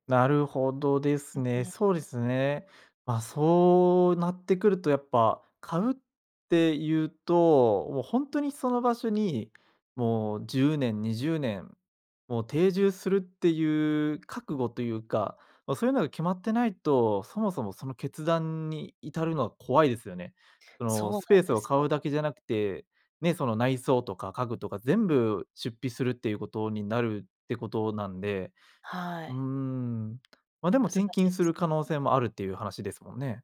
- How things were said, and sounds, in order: other noise
- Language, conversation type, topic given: Japanese, advice, 住宅を買うべきか、賃貸を続けるべきか迷っていますが、どう判断すればいいですか?